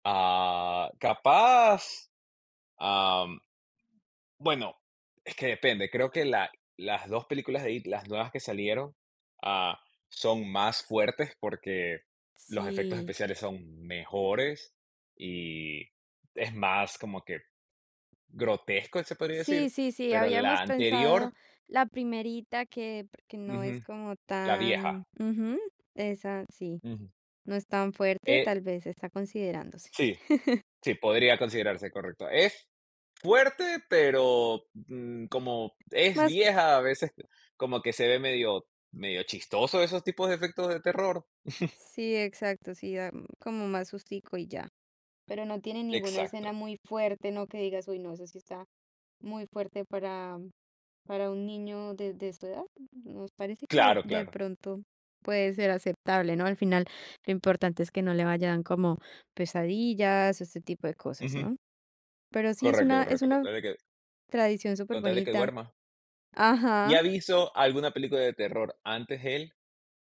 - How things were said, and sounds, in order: chuckle; tapping; other background noise; chuckle
- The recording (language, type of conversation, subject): Spanish, podcast, ¿Tienes alguna tradición gastronómica familiar que te reconforte?